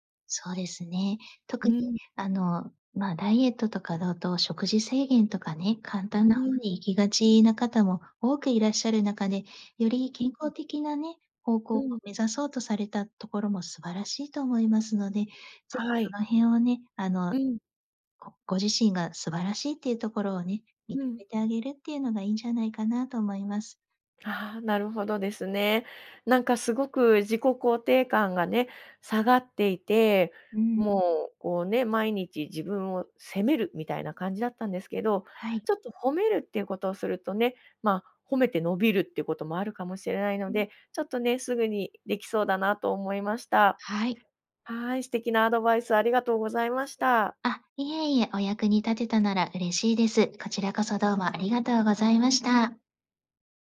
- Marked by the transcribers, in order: other background noise
- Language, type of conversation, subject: Japanese, advice, 体型や見た目について自分を低く評価してしまうのはなぜですか？